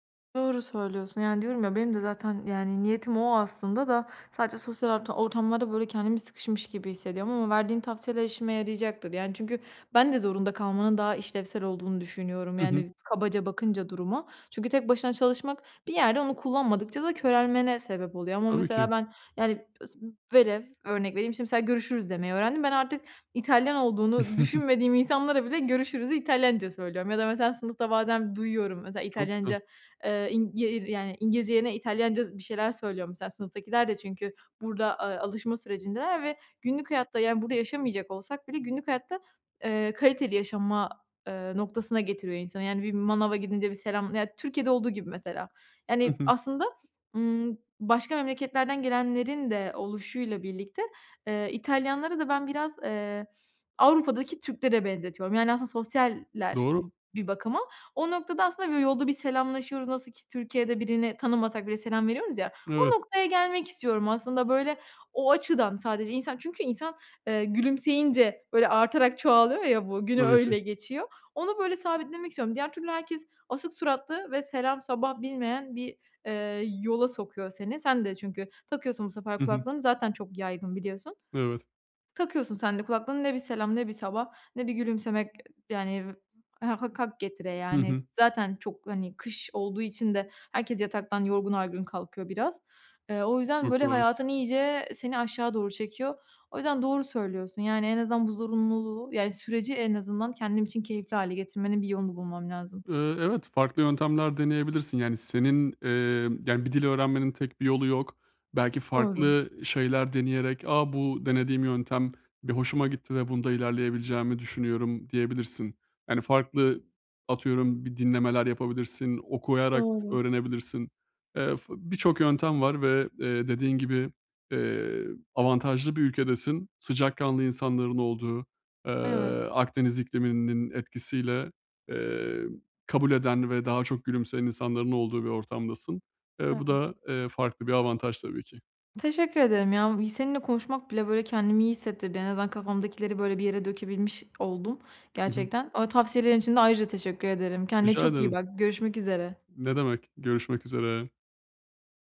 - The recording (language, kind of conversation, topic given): Turkish, advice, Sosyal ortamlarda kendimi daha rahat hissetmek için ne yapabilirim?
- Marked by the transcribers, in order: tapping; other background noise; chuckle